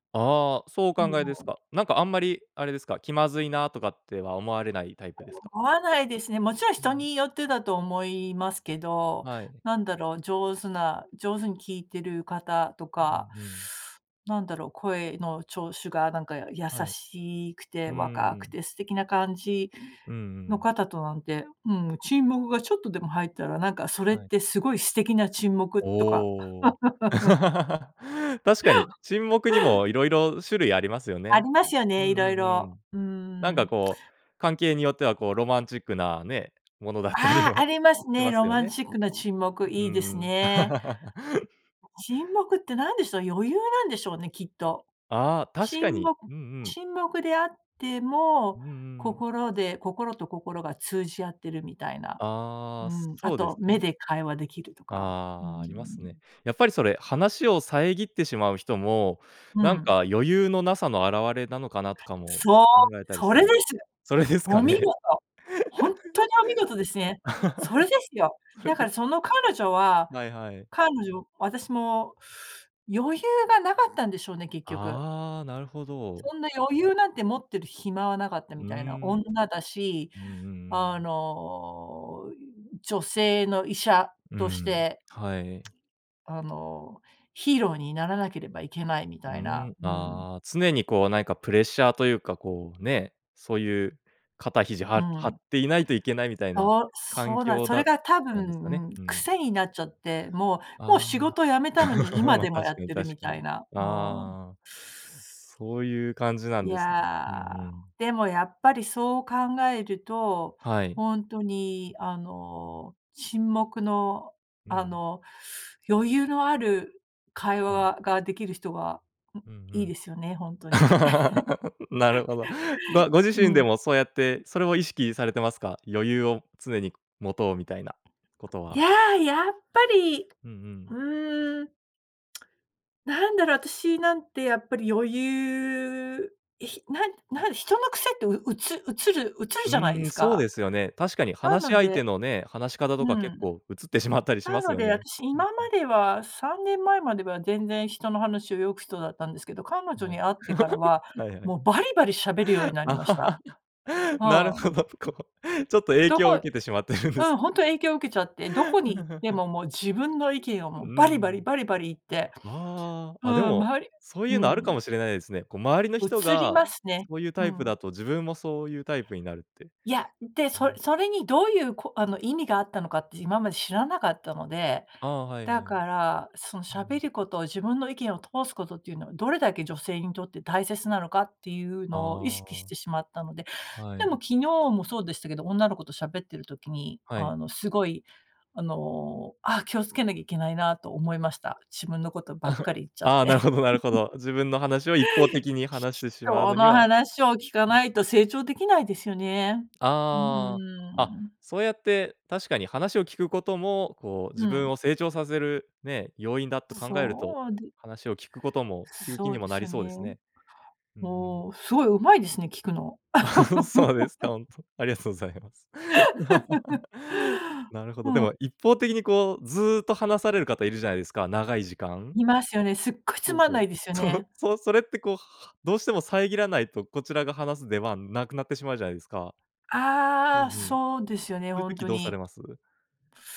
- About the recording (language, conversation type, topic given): Japanese, podcast, 相手の話を遮らずに聞くコツはありますか？
- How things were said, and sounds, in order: teeth sucking; laugh; laughing while speaking: "ものだったりも"; laugh; other noise; tapping; anticipating: "そう、それです！"; laughing while speaking: "それですかね"; laugh; chuckle; laugh; chuckle; other background noise; tsk; laugh; laughing while speaking: "なるほど、こう、ちょっと、影響を受けてしまってるんですね"; laugh; chuckle; chuckle; laugh